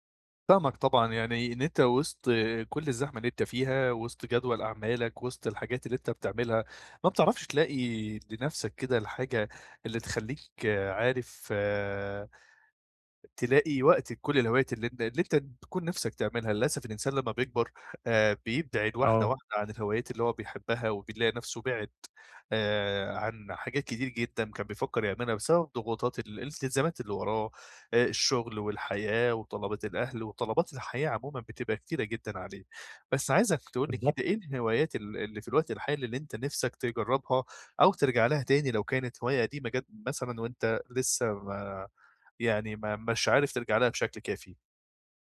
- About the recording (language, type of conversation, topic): Arabic, advice, إزاي ألاقي وقت لهواياتي مع جدول شغلي المزدحم؟
- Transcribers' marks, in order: tapping; "بيبعد" said as "بيبدعد"